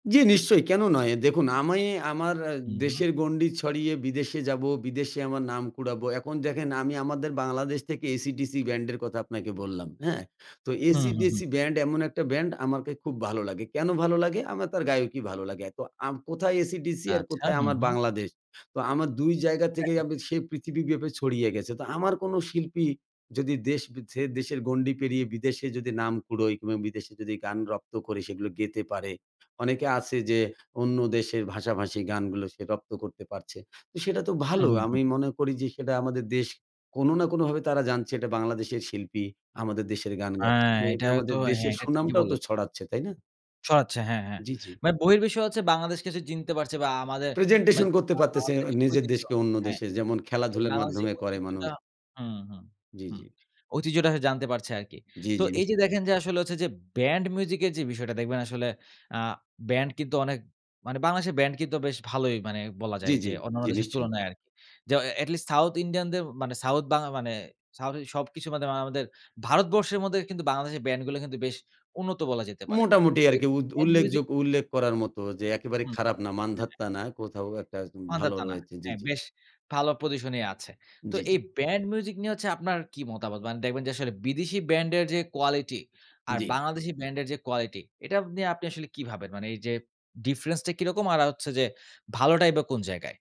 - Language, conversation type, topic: Bengali, podcast, স্থানীয় গান ও বিদেশি গান কীভাবে একসঙ্গে মেলাবেন?
- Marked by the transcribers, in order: tapping; other background noise; "ছেড়ে" said as "ছে"; "মান্ধাতা" said as "মান্ধাত্তা"; "মান্ধাতা" said as "মান্ধাত্তা"